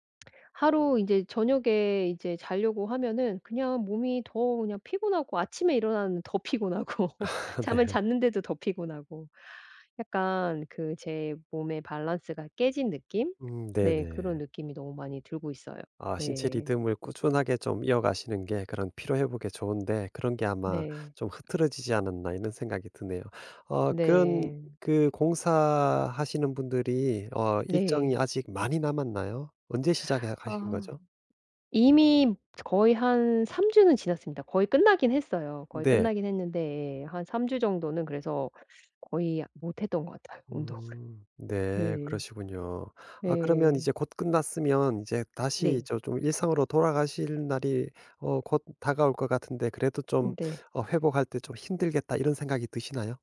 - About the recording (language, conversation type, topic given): Korean, advice, 요즘 하루 활동량이 너무 적어서 낮에 쉽게 피곤해지는데, 어떻게 하면 활동량을 늘리고 에너지를 회복할 수 있을까요?
- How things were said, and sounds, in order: laughing while speaking: "아 네"; laughing while speaking: "피곤하고"; other background noise; laughing while speaking: "같아요 운동을"